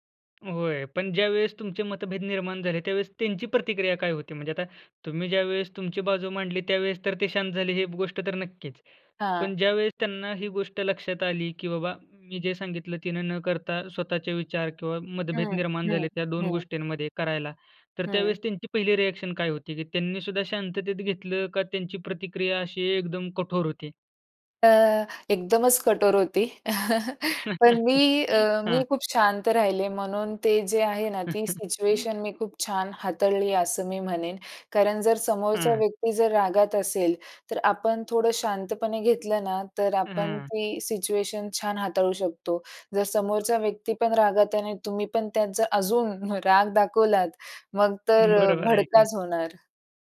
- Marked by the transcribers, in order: in English: "रिएक्शन"; chuckle; other background noise; laugh; tapping; chuckle; laughing while speaking: "आणि तुम्ही पण त्याचा अजून राग दाखवलात"; laughing while speaking: "बरोबर आहे की"
- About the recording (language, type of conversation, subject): Marathi, podcast, एकत्र काम करताना मतभेद आल्यास तुम्ही काय करता?